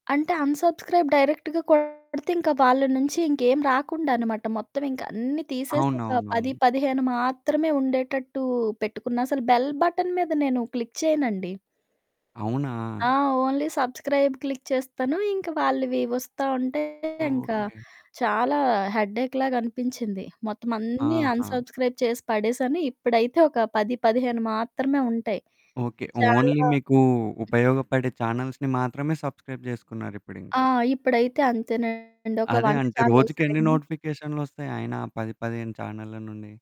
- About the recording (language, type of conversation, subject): Telugu, podcast, మీ దృష్టి నిలకడగా ఉండేందుకు మీరు నోటిఫికేషన్లను ఎలా నియంత్రిస్తారు?
- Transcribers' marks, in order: in English: "అన్‌సబ్‌స్క్రైబ్ డైరెక్ట్‌గా"; distorted speech; in English: "బెల్ బటన్"; in English: "క్లిక్"; in English: "ఓన్లీ సబ్‌స్క్రైబ్ క్లిక్"; static; in English: "హెడ్డెక్‌లాగా"; in English: "అన్‌సబ్‌స్క్రైబ్"; in English: "ఓన్లీ"; other background noise; in English: "సబ్‌స్క్రైబ్"; in English: "ఛానల్స్"; in English: "నోటిఫికేషన్‌లొస్తయి"